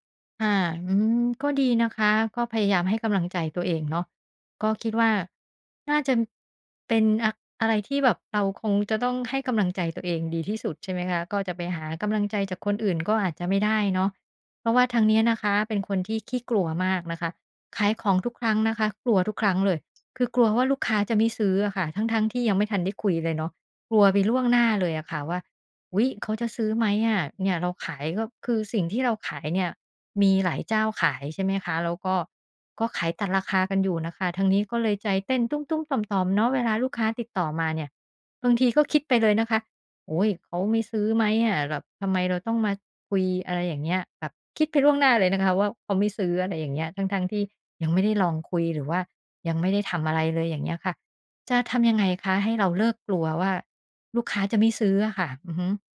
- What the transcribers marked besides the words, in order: tapping
- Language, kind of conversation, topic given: Thai, advice, ฉันควรรับมือกับการคิดลบซ้ำ ๆ ที่ทำลายความมั่นใจในตัวเองอย่างไร?